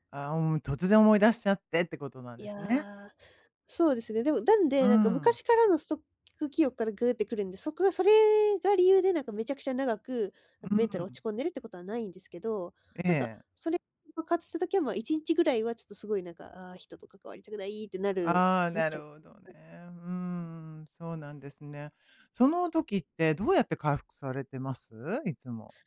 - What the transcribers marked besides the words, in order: none
- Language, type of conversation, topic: Japanese, advice, 感情の波を穏やかにするには、どんな練習をすればよいですか？